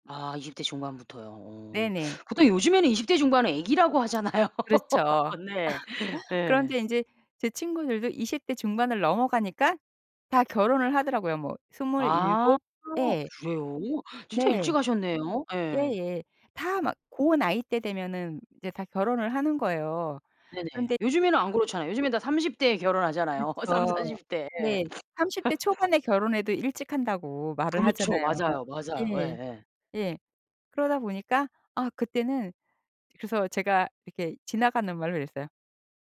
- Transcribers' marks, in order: tapping; laugh; laughing while speaking: "하잖아요"; laugh; other background noise; laughing while speaking: "결혼하잖아요, 삼사십 대에"; laugh
- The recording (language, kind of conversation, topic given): Korean, podcast, 가족의 과도한 기대를 어떻게 현명하게 다루면 좋을까요?